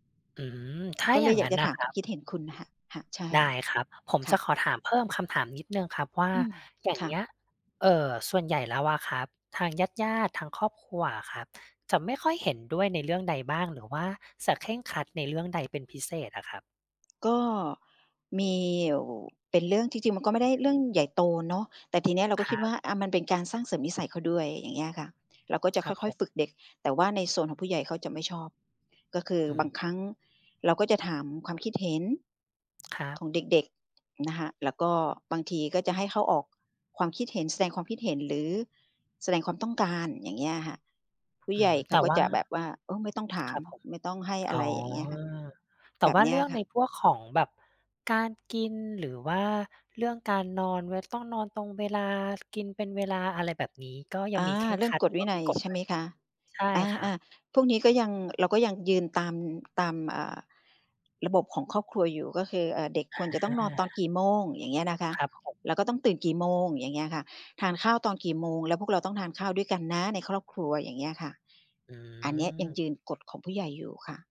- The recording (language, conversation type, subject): Thai, advice, ควรทำอย่างไรเมื่อครอบครัวใหญ่ไม่เห็นด้วยกับวิธีเลี้ยงดูลูกของเรา?
- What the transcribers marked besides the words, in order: tapping